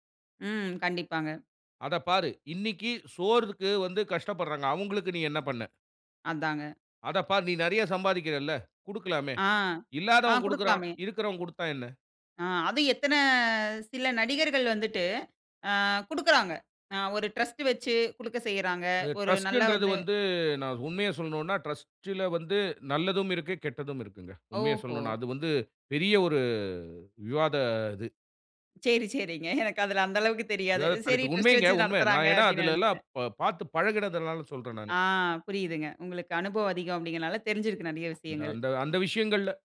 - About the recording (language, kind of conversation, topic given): Tamil, podcast, சினிமா நம்ம சமூகத்தை எப்படி பிரதிபலிக்கிறது?
- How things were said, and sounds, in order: angry: "இன்னைக்கு சோறுக்கு வந்து கஷ்டப்படுறாங்க. அவுங்களுக்கு நீ என்ன பண்ண?"; angry: "அத பார், நீ நெறைய சம்பாதிக்கிறல்ல, குடுக்கலாமே. இல்லாதவன் குடுக்குறான். இருக்குறவன் குடுத்தா என்ன?"; in English: "ட்ரஸ்ட்"; drawn out: "ஒரு"; laughing while speaking: "சரி சரிங்க. எனக்கு அதுல அந்த அளவுக்கு தெரியாது"; in English: "ட்ரஸ்ட்"; other noise; "அப்டீங்குறனால" said as "அப்டிங்கனால"